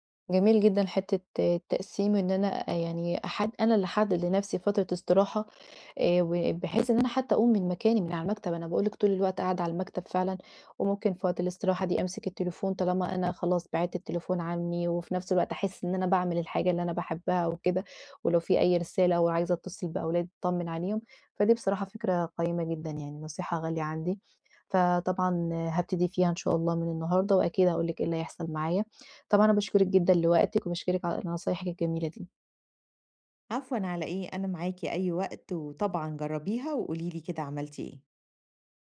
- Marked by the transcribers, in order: other background noise
- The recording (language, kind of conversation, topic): Arabic, advice, إزاي أقلّل التشتت عشان أقدر أشتغل بتركيز عميق ومستمر على مهمة معقدة؟